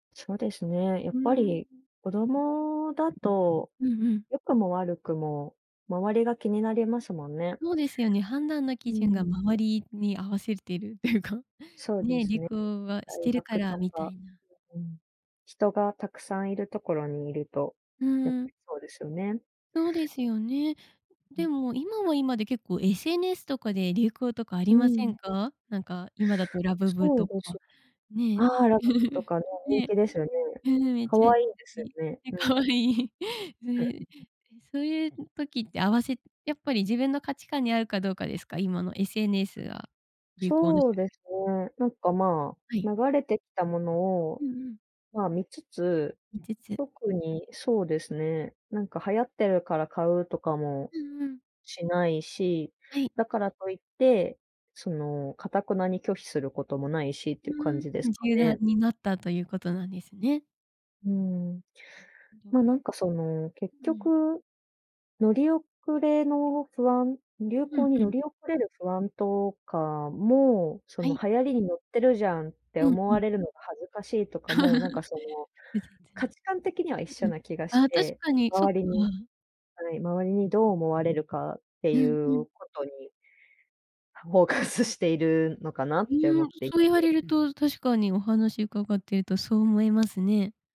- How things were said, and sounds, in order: chuckle; laughing while speaking: "かわいい"; unintelligible speech; chuckle; laughing while speaking: "フォーカスしているのかなって"
- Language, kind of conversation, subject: Japanese, podcast, 流行を追うタイプですか、それとも自分流を貫くタイプですか？